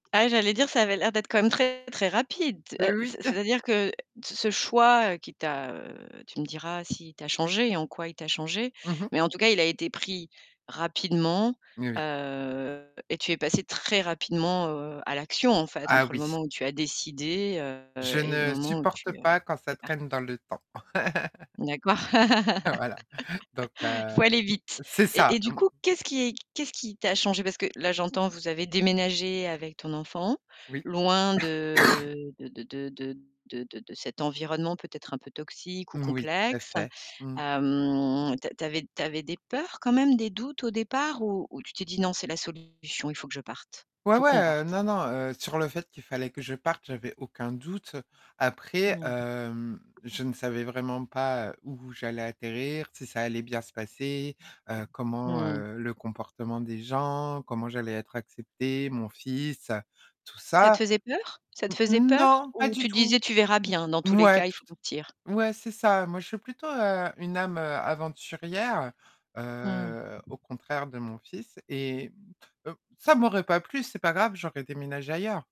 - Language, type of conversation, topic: French, podcast, Peux-tu raconter un choix qui t’a complètement changé et expliquer pourquoi ?
- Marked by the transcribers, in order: tapping; distorted speech; chuckle; laugh; cough; drawn out: "Hem"; other background noise